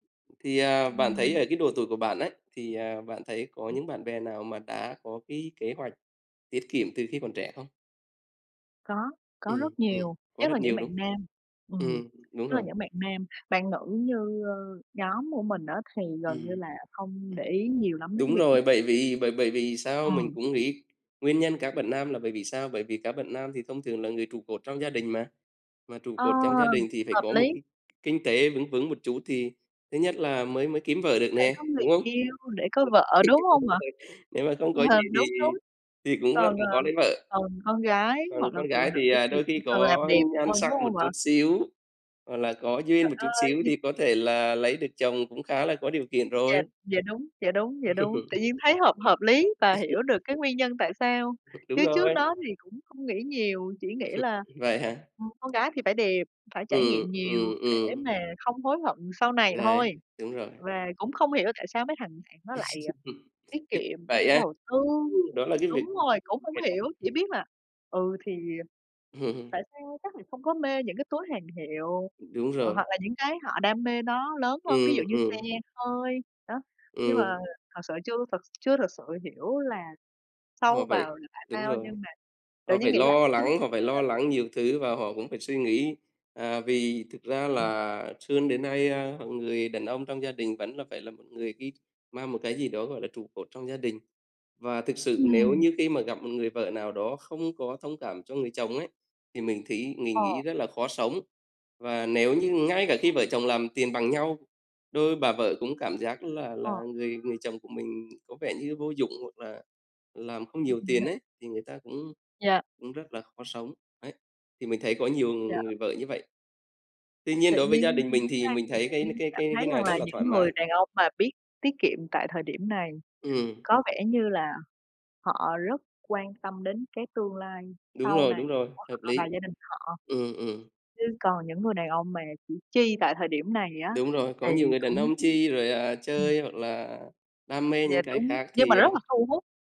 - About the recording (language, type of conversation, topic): Vietnamese, unstructured, Bạn nghĩ sao về việc bắt đầu tiết kiệm tiền từ khi còn trẻ?
- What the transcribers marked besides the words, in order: tapping; unintelligible speech; other background noise; unintelligible speech; laughing while speaking: "Thì đúng rồi"; chuckle; chuckle; chuckle; chuckle; chuckle; unintelligible speech; chuckle; unintelligible speech; "xưa" said as "xươn"; chuckle